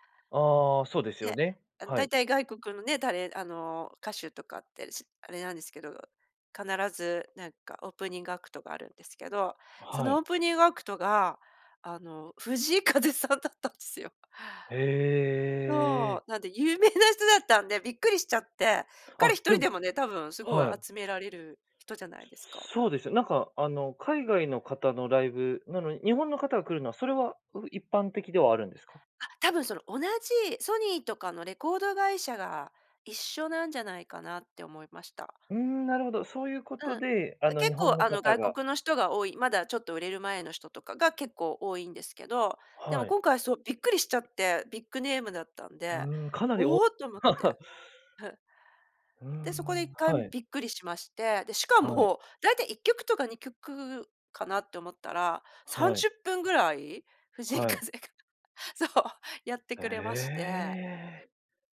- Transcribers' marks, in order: in English: "オープニングアクト"; in English: "オープニングアクト"; laughing while speaking: "藤井風さんだったんですよ"; drawn out: "へえ"; laughing while speaking: "有名な人"; laugh; laughing while speaking: "藤井風が、そう"; drawn out: "ええ"
- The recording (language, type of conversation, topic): Japanese, podcast, ライブで心を動かされた瞬間はありましたか？
- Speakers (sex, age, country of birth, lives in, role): female, 50-54, Japan, Japan, guest; male, 30-34, Japan, Japan, host